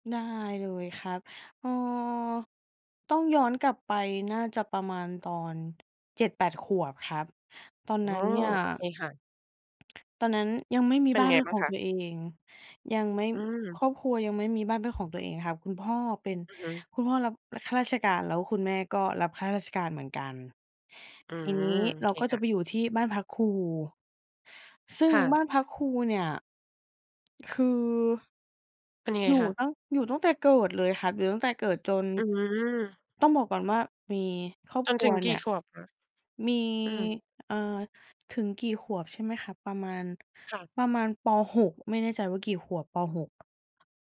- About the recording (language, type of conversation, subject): Thai, podcast, คุณมีความทรงจำในครอบครัวเรื่องไหนที่ยังทำให้รู้สึกอบอุ่นมาจนถึงวันนี้?
- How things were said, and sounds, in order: other noise; tapping